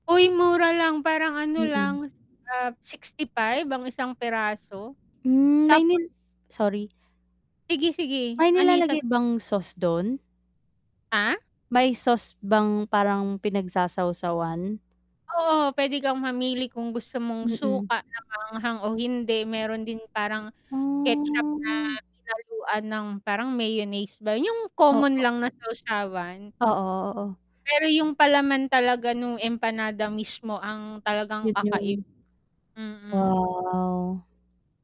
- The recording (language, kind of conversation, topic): Filipino, unstructured, Ano ang pinakakakaibang lasa ng pagkain na natikman mo sa ibang lugar?
- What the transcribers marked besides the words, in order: static; mechanical hum; distorted speech; drawn out: "Ah"